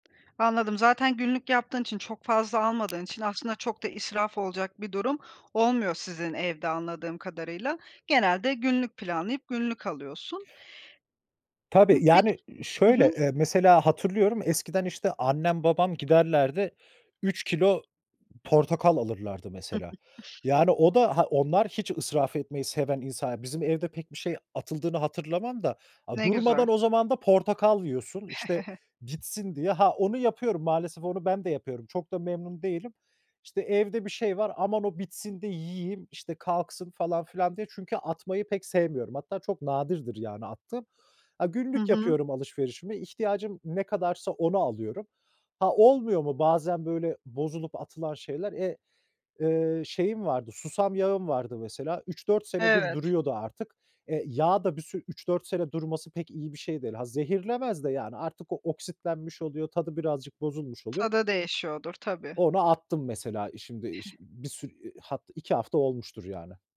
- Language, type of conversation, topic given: Turkish, podcast, Artan yemekleri yaratıcı şekilde değerlendirmek için hangi taktikleri kullanıyorsun?
- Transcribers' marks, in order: other background noise; giggle; chuckle; giggle